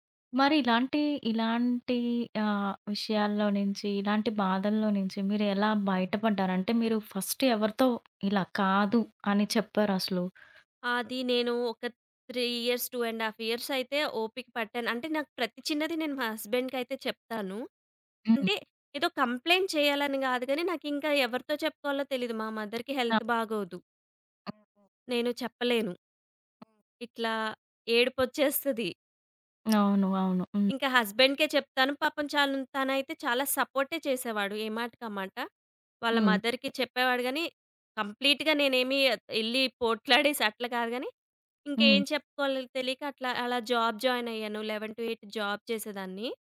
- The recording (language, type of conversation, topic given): Telugu, podcast, చేయలేని పనిని మర్యాదగా ఎలా నిరాకరించాలి?
- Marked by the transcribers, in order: in English: "ఫస్ట్"; in English: "త్రీ ఇయర్స్, టూ అండ్ హాఫ్ ఇయర్స్"; in English: "కంప్లెయింట్"; other background noise; in English: "మదర్‌కి హెల్త్"; in English: "హస్బెండ్‍కే"; in English: "మదర్‌కి"; in English: "కంప్లీట్‌గా"; in English: "జాబ్ జాయిన్"; in English: "లెవెన్ టు ఎయిట్ జాబ్"